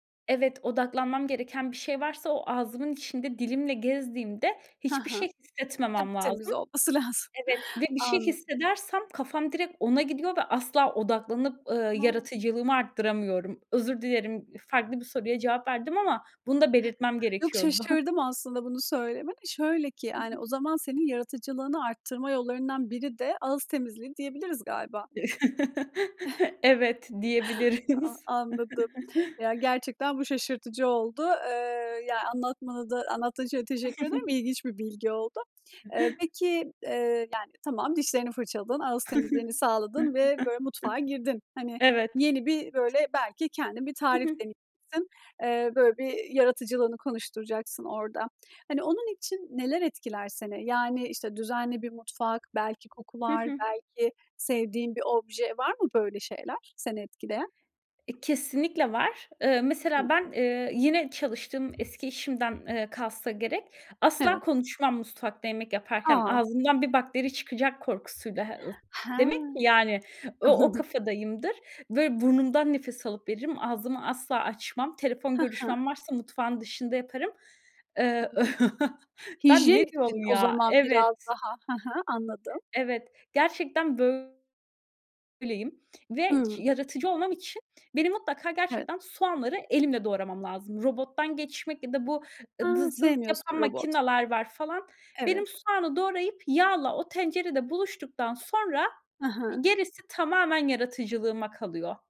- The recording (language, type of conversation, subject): Turkish, podcast, Çalışma ortamı yaratıcılığınızı nasıl etkiliyor?
- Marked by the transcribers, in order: tapping; other background noise; chuckle; laughing while speaking: "Evet, diyebiliriz"; chuckle; chuckle; chuckle; chuckle; "mutfakta" said as "musfakta"; unintelligible speech; unintelligible speech; chuckle